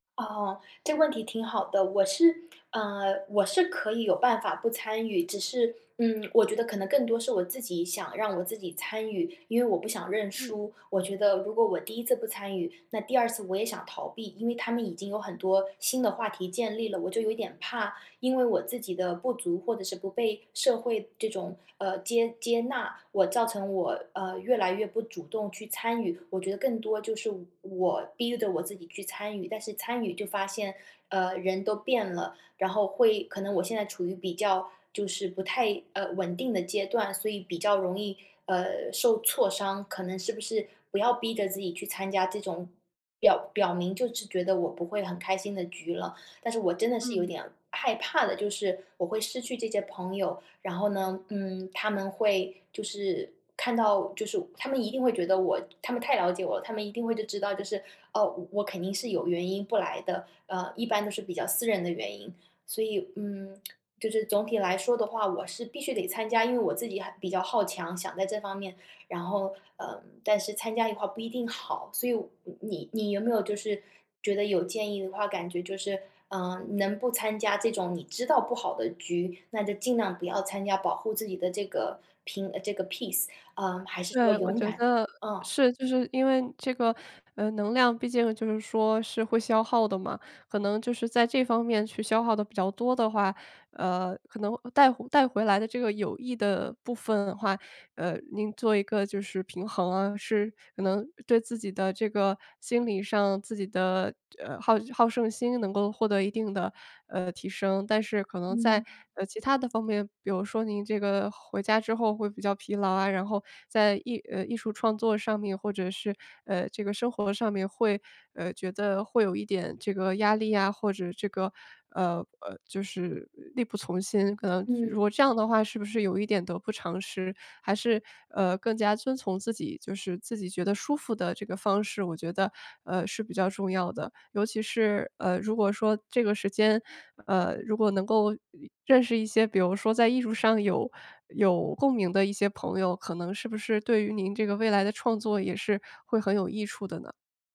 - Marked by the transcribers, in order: tsk; in English: "peace"
- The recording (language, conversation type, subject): Chinese, advice, 如何避免参加社交活动后感到疲惫？